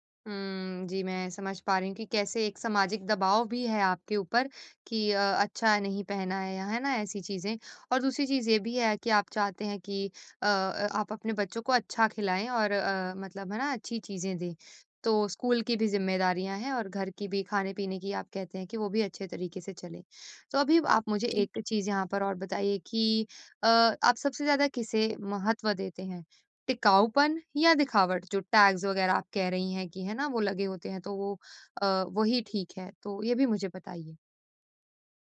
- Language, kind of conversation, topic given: Hindi, advice, बजट में अच्छी गुणवत्ता वाली चीज़ें कैसे ढूँढूँ?
- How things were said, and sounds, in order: in English: "टैग्स"